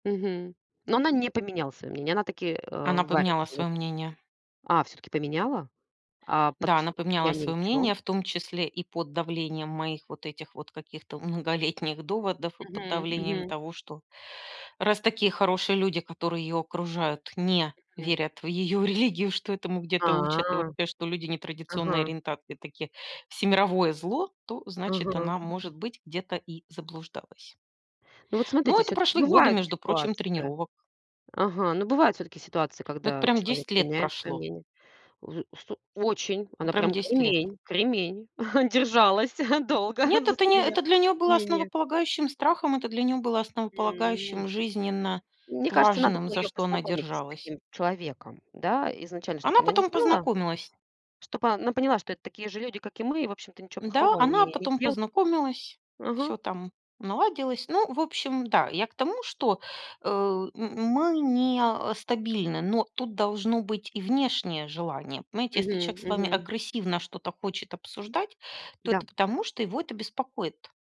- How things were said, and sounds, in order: tapping; chuckle; laughing while speaking: "держалась долго"; other background noise
- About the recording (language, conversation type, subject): Russian, unstructured, Как найти общий язык с человеком, который с вами не согласен?